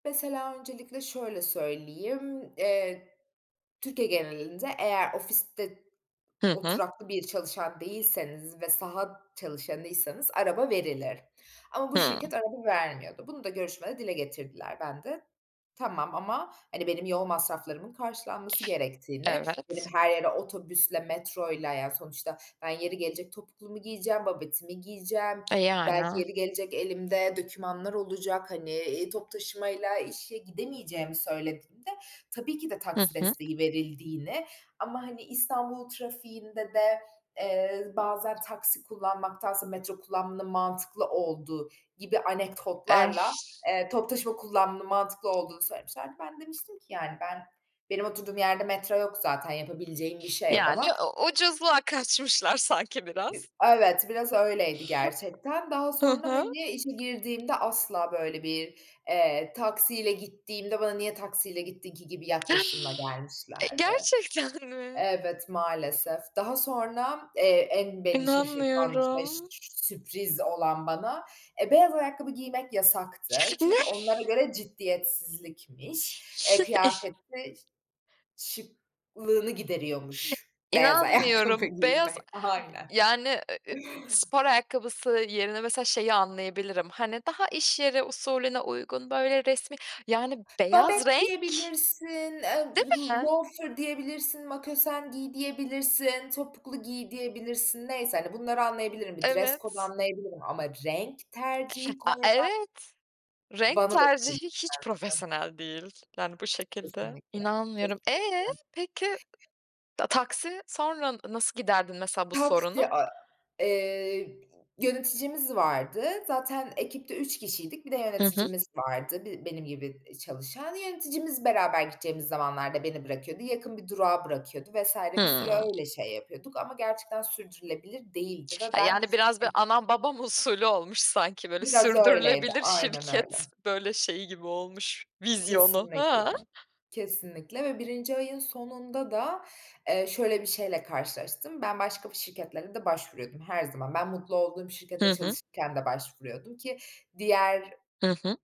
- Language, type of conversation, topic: Turkish, podcast, İlk iş deneyimin nasıldı?
- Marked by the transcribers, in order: tapping; other background noise; other noise; surprised: "Ne?"; chuckle; laughing while speaking: "beyaz ayakkabı giymek. Aynen"; in English: "loafer"; in English: "dress code"